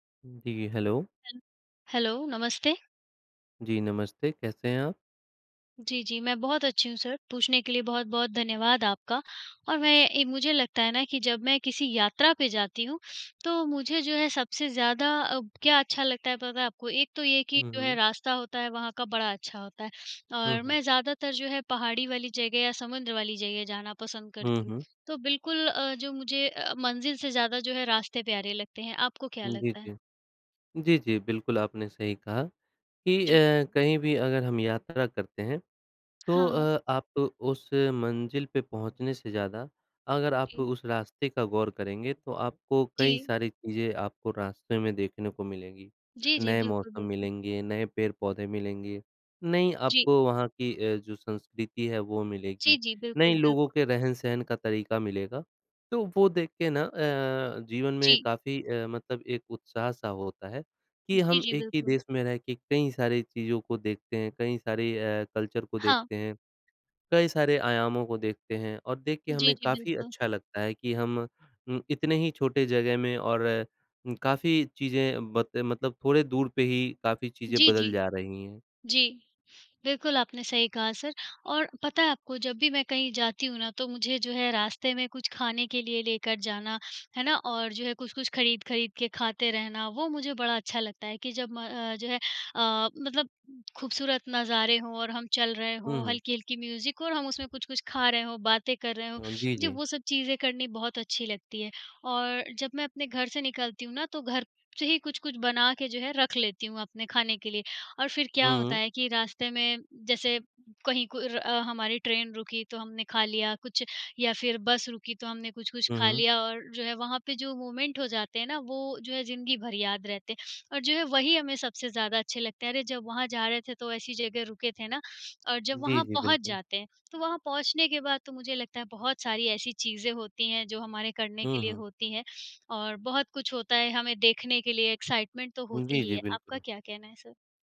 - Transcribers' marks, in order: in English: "हेलो"; in English: "हेलो, हेलो"; in English: "सर"; in English: "कल्चर"; tapping; in English: "सर"; in English: "म्यूज़िक"; in English: "मोमेंट"; in English: "एक्साइटमेंट"; in English: "सर?"
- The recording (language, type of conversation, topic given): Hindi, unstructured, यात्रा के दौरान आपको सबसे ज़्यादा खुशी किस बात से मिलती है?